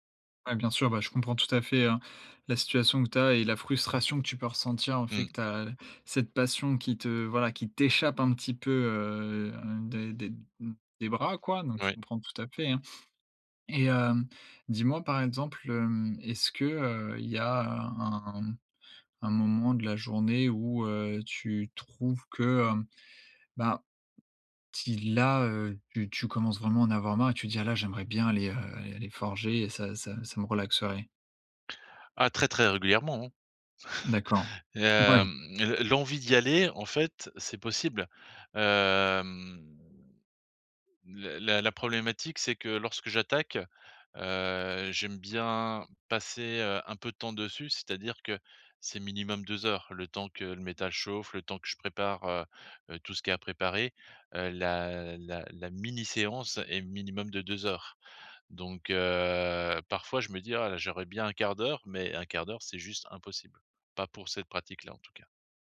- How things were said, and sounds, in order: drawn out: "heu"; chuckle; drawn out: "Hem"
- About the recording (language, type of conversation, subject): French, advice, Comment trouver du temps pour mes passions malgré un emploi du temps chargé ?